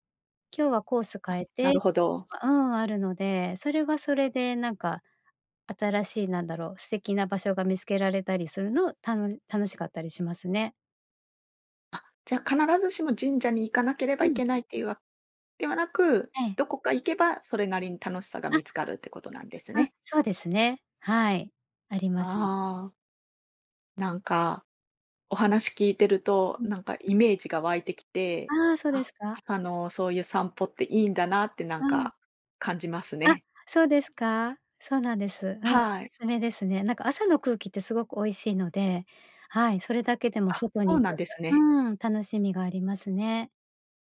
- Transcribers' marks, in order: none
- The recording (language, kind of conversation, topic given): Japanese, podcast, 散歩中に見つけてうれしいものは、どんなものが多いですか？